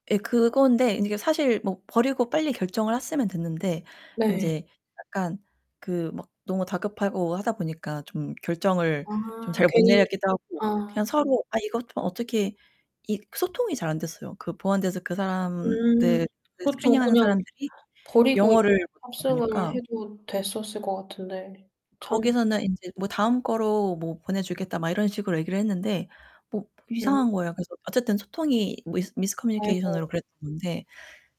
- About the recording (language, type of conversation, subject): Korean, unstructured, 여행 중에 예상치 못한 문제가 생기면 어떻게 대처하시나요?
- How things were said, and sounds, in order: "했으면" said as "핬으면"; distorted speech; other background noise; in English: "스크리닝"; unintelligible speech; in English: "미스 미스 커뮤니케이션으로"; static